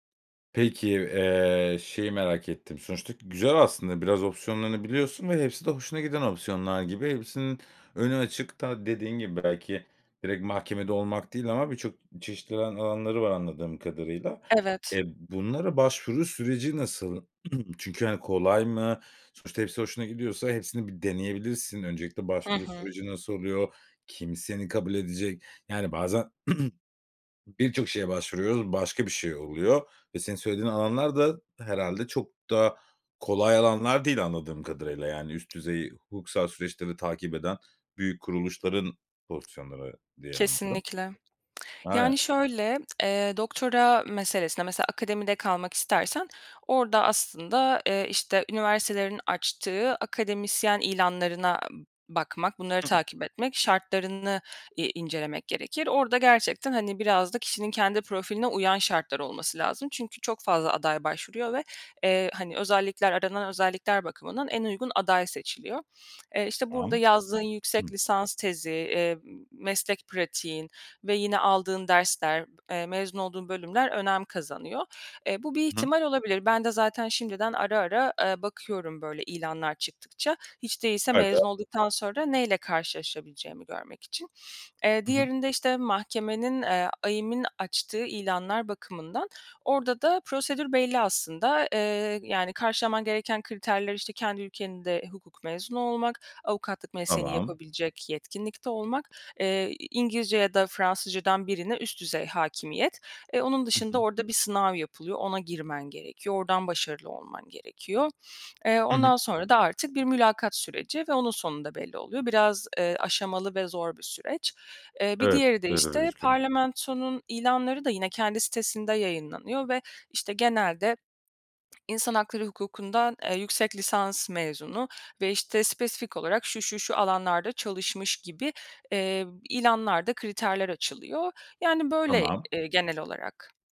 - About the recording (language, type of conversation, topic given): Turkish, advice, Mezuniyet sonrası ne yapmak istediğini ve amacını bulamıyor musun?
- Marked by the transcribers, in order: throat clearing; throat clearing; other background noise; unintelligible speech